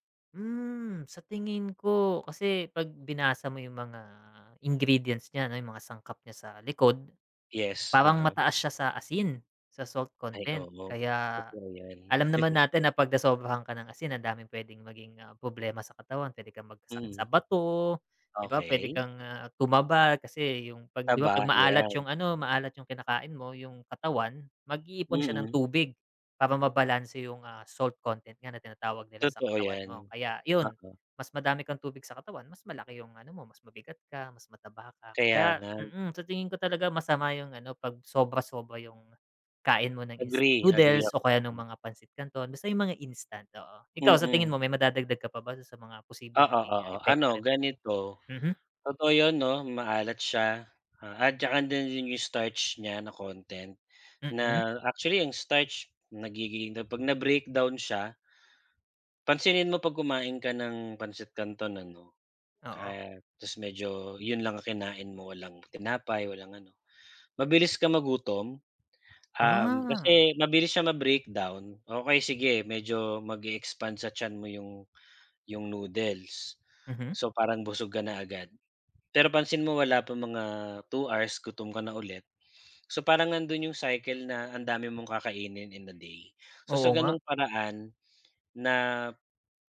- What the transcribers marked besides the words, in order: other background noise; chuckle; tapping
- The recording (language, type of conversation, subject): Filipino, unstructured, Sa tingin mo ba nakasasama sa kalusugan ang pagkain ng instant noodles araw-araw?
- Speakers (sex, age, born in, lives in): male, 35-39, Philippines, Philippines; male, 40-44, Philippines, Philippines